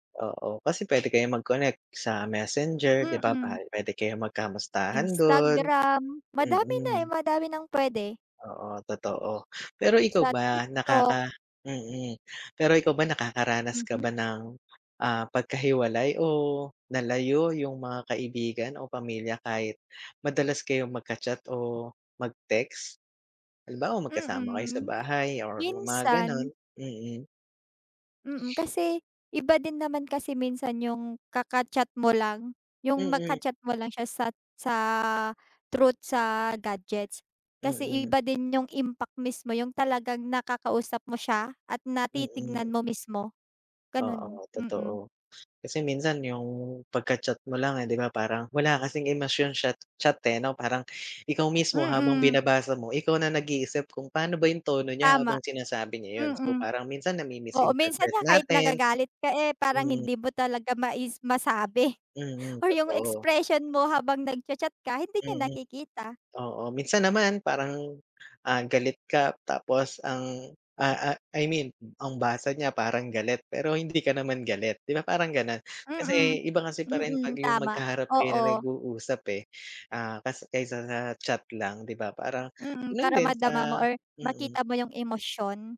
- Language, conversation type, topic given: Filipino, unstructured, Ano ang masasabi mo tungkol sa pagkawala ng personal na ugnayan dahil sa teknolohiya?
- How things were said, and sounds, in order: other background noise; tapping; chuckle